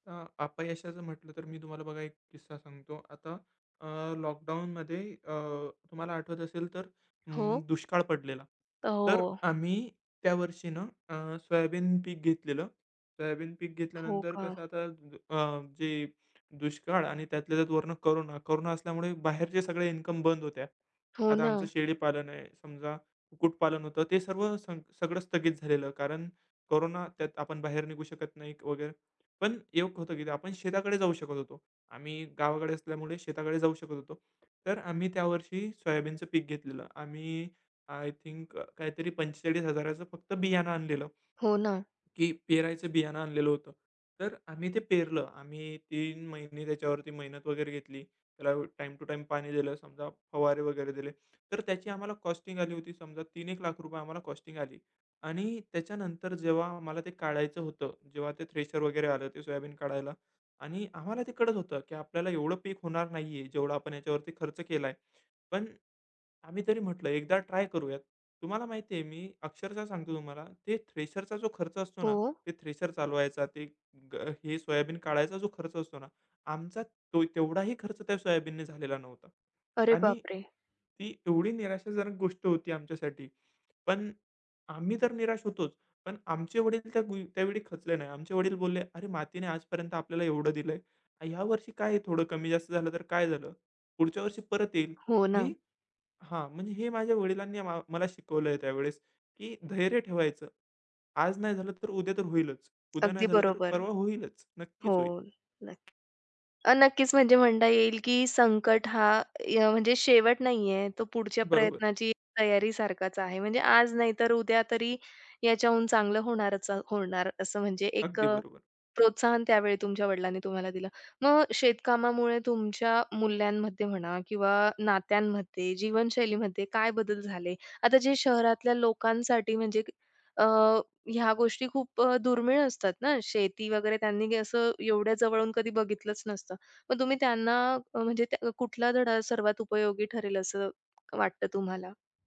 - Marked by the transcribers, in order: tapping; other background noise; in English: "टाईम टू टाईम"; in English: "थ्रेशर"; in English: "थ्रेशरचा"; in English: "थ्रेशर"
- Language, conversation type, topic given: Marathi, podcast, शेतात काम करताना तुला सर्वात महत्त्वाचा धडा काय शिकायला मिळाला?